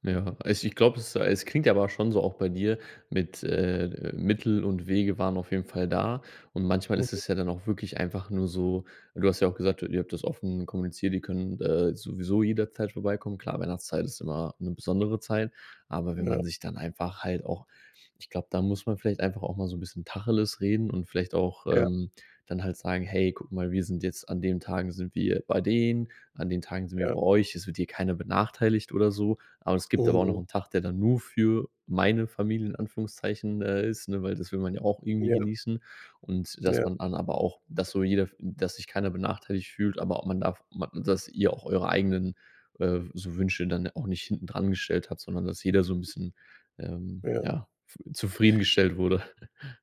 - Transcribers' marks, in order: other background noise; chuckle
- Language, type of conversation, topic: German, advice, Wie kann ich mich von Familienerwartungen abgrenzen, ohne meine eigenen Wünsche zu verbergen?